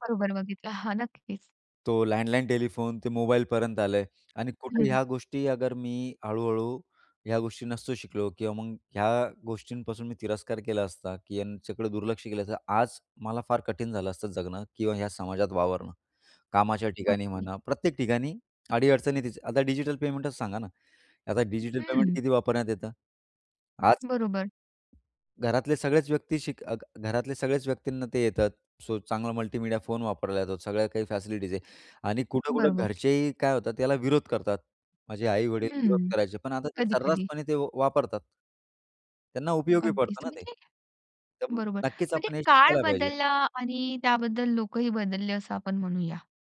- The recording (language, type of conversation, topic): Marathi, podcast, शाळेबाहेर कोणत्या गोष्टी शिकायला हव्यात असे तुम्हाला वाटते, आणि का?
- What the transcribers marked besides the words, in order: in English: "टेलिफोन"; other background noise; in Hindi: "अगर"; in English: "पेमेंटच"; in English: "पेमेंट"; in English: "सो"; in English: "मल्टीमीडिया"; in English: "फॅसिलिटीज"; breath